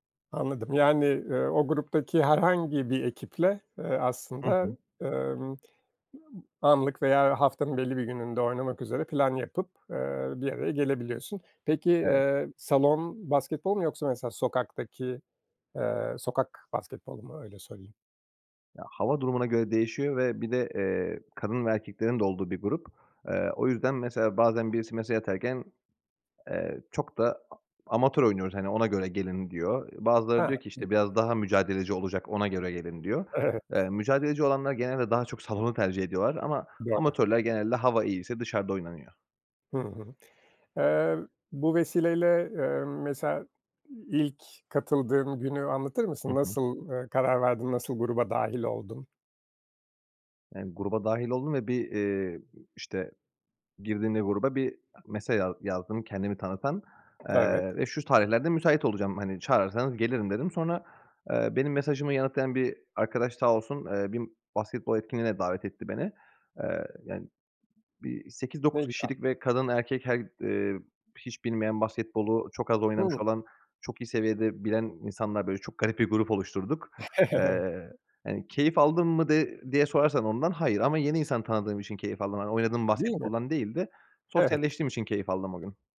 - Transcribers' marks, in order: unintelligible speech; other background noise; chuckle
- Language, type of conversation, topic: Turkish, podcast, Hobi partneri ya da bir grup bulmanın yolları nelerdir?